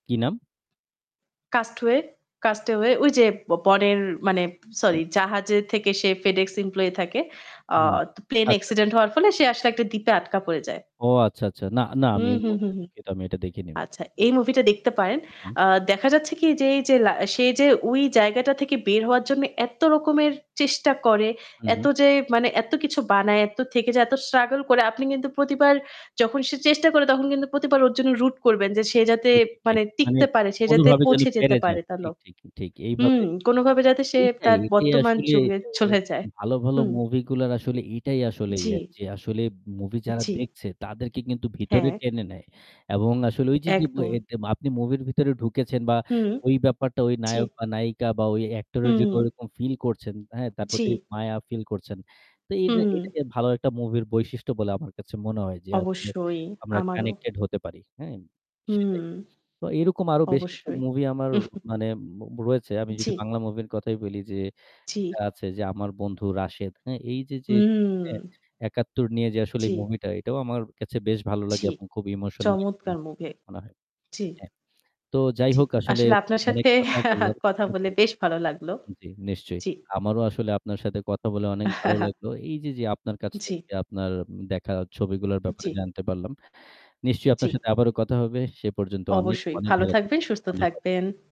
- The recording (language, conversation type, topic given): Bengali, unstructured, কোন নাটক বা চলচ্চিত্র আপনাকে সবচেয়ে বেশি আবেগপ্রবণ করেছে?
- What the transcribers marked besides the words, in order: static; other background noise; "আচ্ছা" said as "আচ্চা"; distorted speech; in English: "root"; chuckle; drawn out: "হুম"; unintelligible speech; "মুভি" said as "মুভে"; chuckle; chuckle